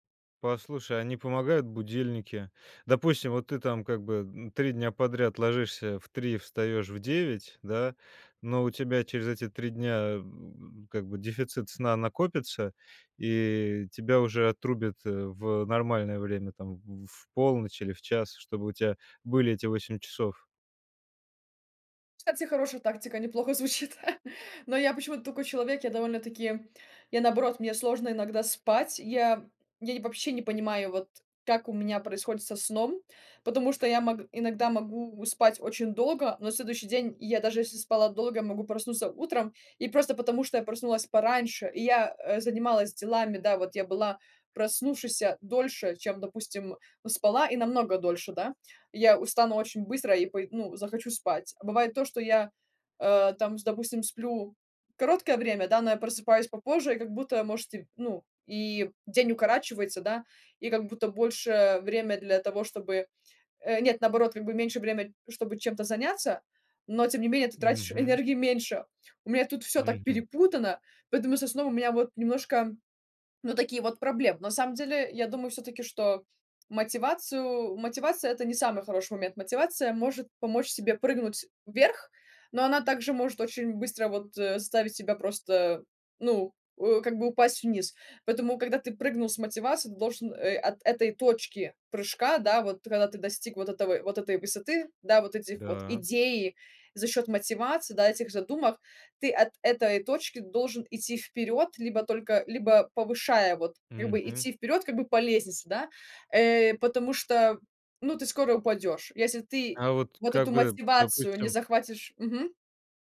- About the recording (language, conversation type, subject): Russian, podcast, Как ты находишь мотивацию не бросать новое дело?
- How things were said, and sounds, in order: chuckle; tapping